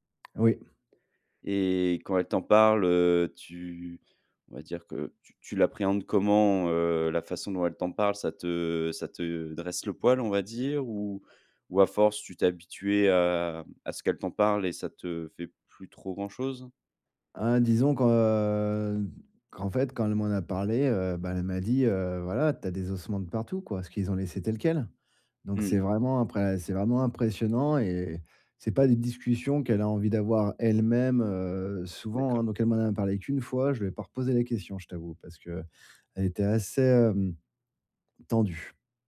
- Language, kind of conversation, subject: French, advice, Comment puis-je explorer des lieux inconnus malgré ma peur ?
- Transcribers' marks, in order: tapping